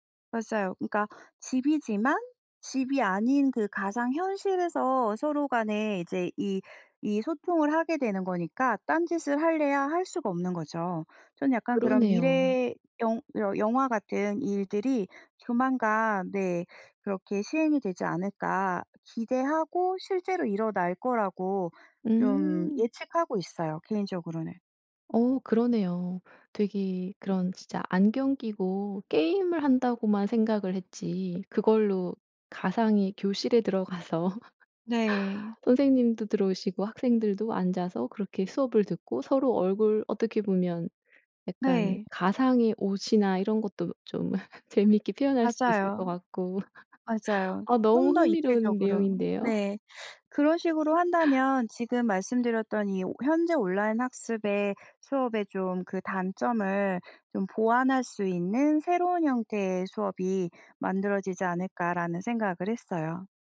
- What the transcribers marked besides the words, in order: laughing while speaking: "들어가서"; laugh; laugh; laugh; tapping
- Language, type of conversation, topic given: Korean, podcast, 온라인 학습은 학교 수업과 어떤 점에서 가장 다르나요?